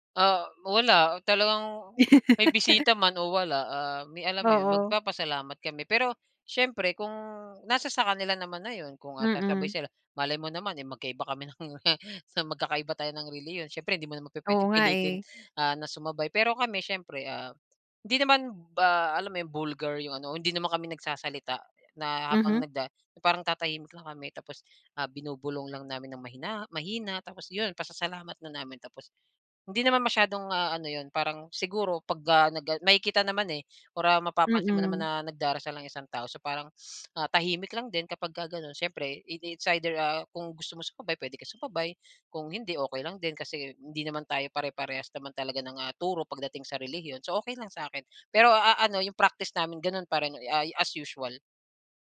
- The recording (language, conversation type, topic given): Filipino, podcast, Ano ang kahalagahan sa inyo ng pagdarasal bago kumain?
- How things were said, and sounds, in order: laugh; laughing while speaking: "kami ng"; horn